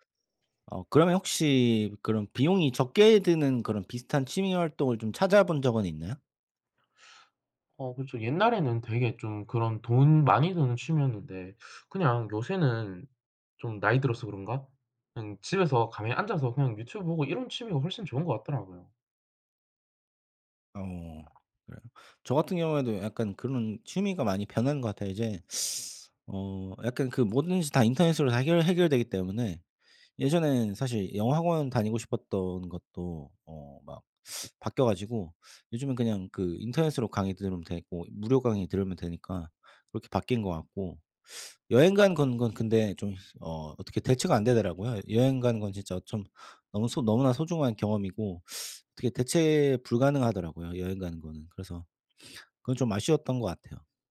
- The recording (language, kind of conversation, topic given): Korean, unstructured, 취미 활동에 드는 비용이 너무 많을 때 상대방을 어떻게 설득하면 좋을까요?
- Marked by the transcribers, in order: other background noise